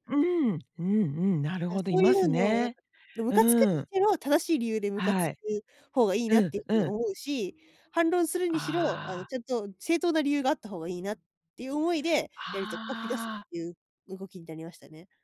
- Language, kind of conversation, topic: Japanese, podcast, イライラしたときに、すぐ気持ちを落ち着かせるにはどうすればいいですか？
- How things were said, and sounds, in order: none